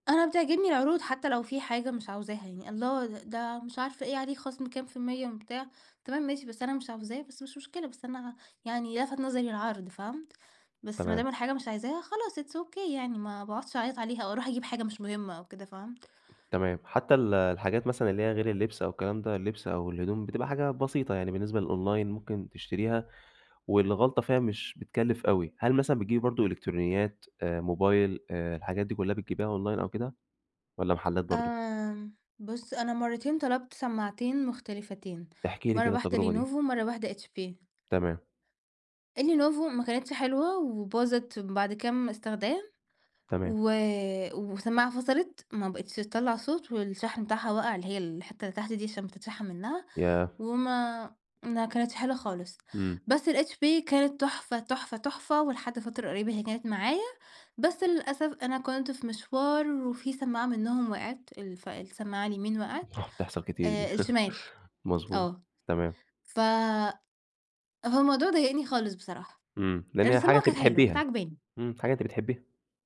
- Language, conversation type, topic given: Arabic, podcast, إنت بتشتري أونلاين أكتر ولا من المحلات، وليه؟
- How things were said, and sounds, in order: in English: "it's ok"; tapping; in English: "للأونلاين"; in English: "أونلاين"; laugh